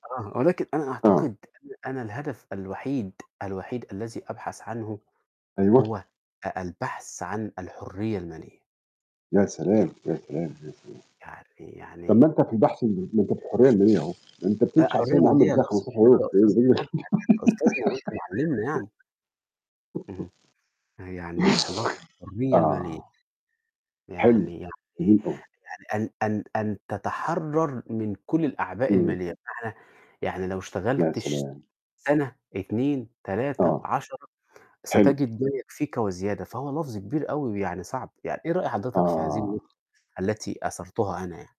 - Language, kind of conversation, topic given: Arabic, unstructured, إزاي بتتخيل حياتك بعد ما تحقق أول هدف كبير ليك؟
- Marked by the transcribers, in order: distorted speech; tapping; static; unintelligible speech; unintelligible speech; unintelligible speech; giggle